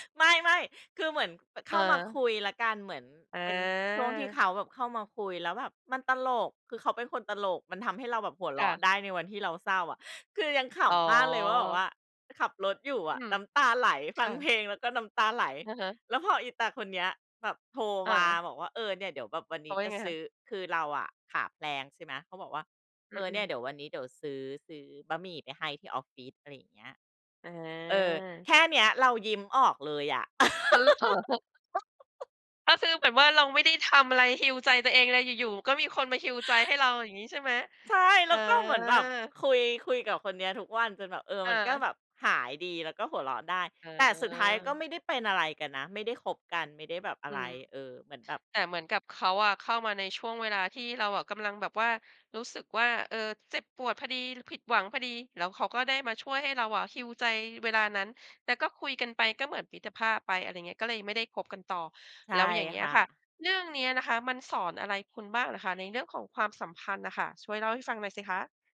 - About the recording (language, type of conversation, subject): Thai, podcast, ความสัมพันธ์สอนอะไรที่คุณยังจำได้จนถึงทุกวันนี้?
- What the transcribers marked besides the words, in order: laughing while speaking: "อ้าวเหรอ"; laugh; in English: "heal"; in English: "heal"; in English: "heal"